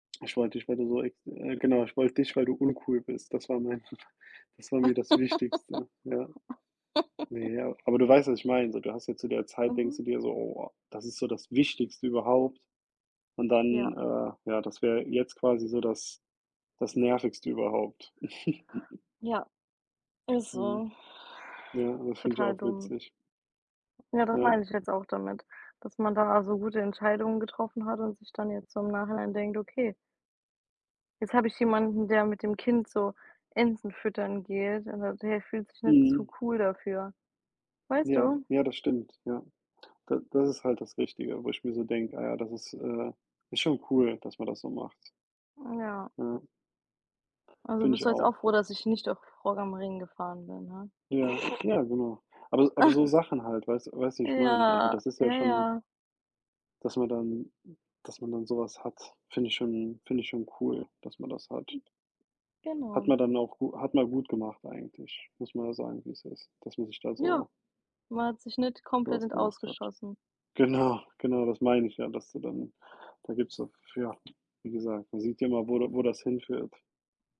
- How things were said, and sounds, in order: tapping; other background noise; laugh; chuckle; chuckle; unintelligible speech; snort; chuckle; drawn out: "Ja"; laughing while speaking: "Genau"
- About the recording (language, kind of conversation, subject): German, unstructured, Was macht dich an dir selbst besonders stolz?
- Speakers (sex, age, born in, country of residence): female, 25-29, Germany, United States; male, 30-34, Germany, United States